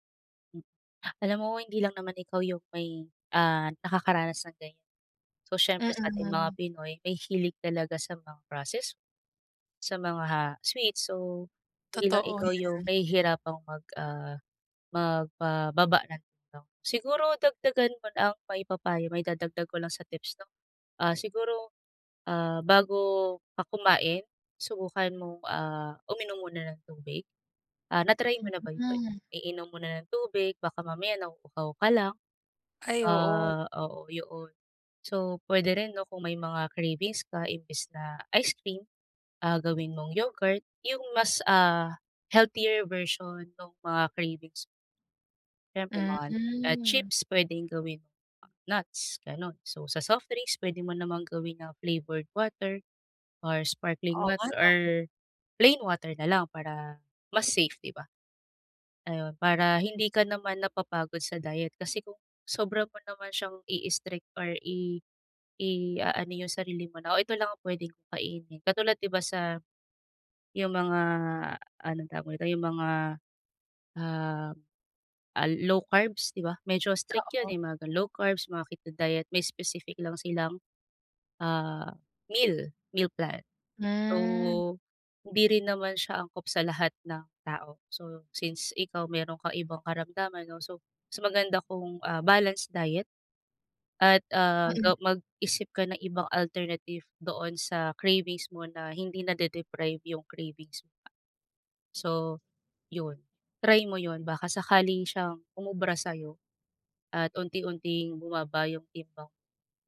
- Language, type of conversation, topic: Filipino, advice, Bakit hindi bumababa ang timbang ko kahit sinusubukan kong kumain nang masustansiya?
- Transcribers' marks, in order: other noise; tapping; in English: "healthier version"; drawn out: "Hmm"; in English: "flavored water or sparkling water or plain water"; other background noise; in English: "low carbs"; in English: "low carbs"; in English: "meal meal plan"; in English: "balanced diet"; in English: "alternative"